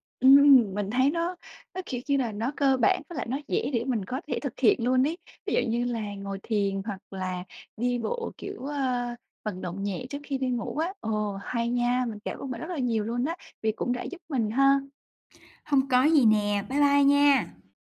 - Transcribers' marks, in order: other background noise; tapping
- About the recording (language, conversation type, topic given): Vietnamese, advice, Làm thế nào để cải thiện chất lượng giấc ngủ và thức dậy tràn đầy năng lượng hơn?